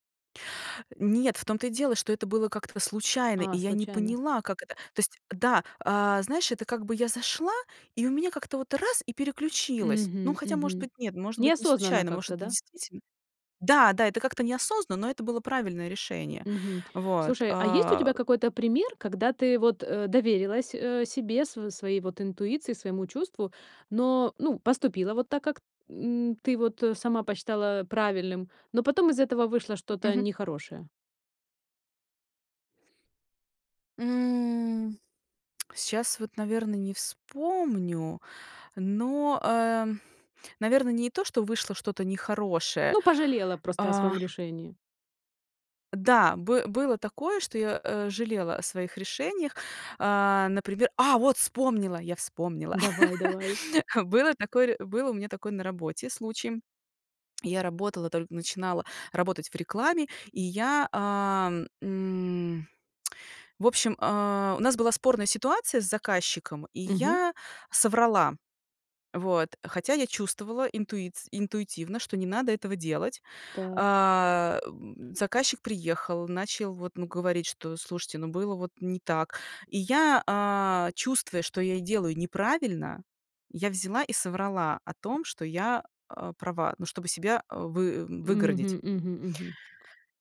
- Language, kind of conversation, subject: Russian, podcast, Как научиться доверять себе при важных решениях?
- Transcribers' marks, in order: laugh; lip smack; tapping